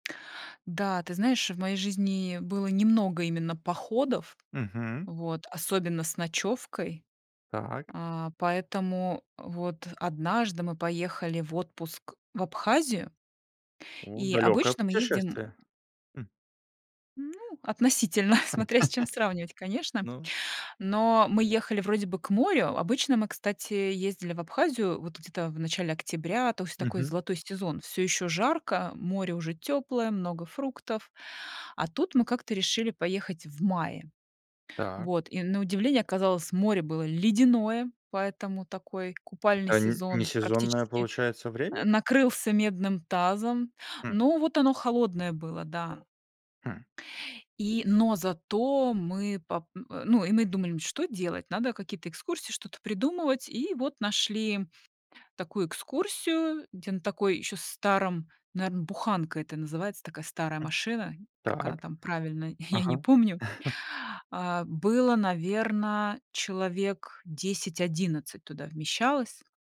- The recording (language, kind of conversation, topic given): Russian, podcast, Какой поход на природу запомнился тебе больше всего?
- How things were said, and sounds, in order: tapping; chuckle; other background noise; chuckle; chuckle; laughing while speaking: "я"